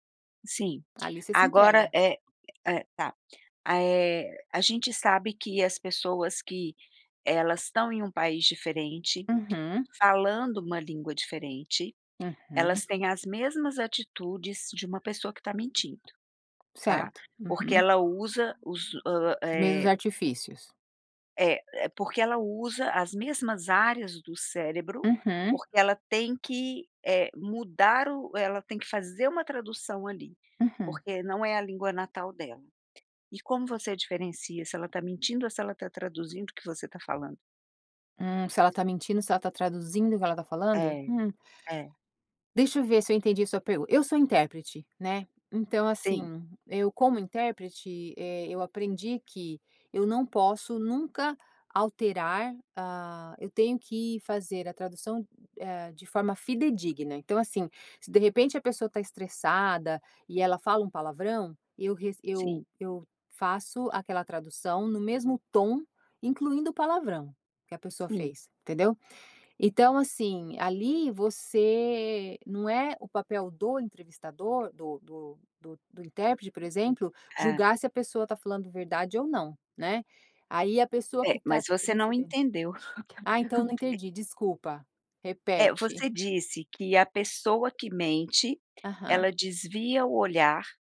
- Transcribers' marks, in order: laughing while speaking: "o que eu perguntei"
- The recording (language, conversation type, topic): Portuguese, podcast, Como perceber quando palavras e corpo estão em conflito?